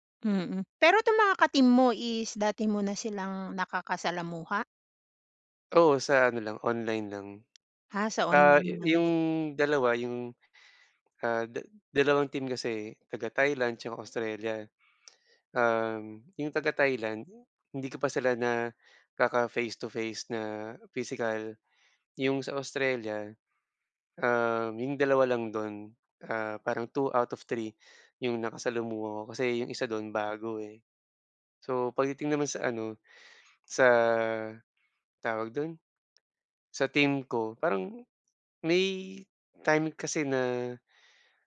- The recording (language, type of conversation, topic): Filipino, advice, Paano ako makikipag-ugnayan sa lokal na administrasyon at mga tanggapan dito?
- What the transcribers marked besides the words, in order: none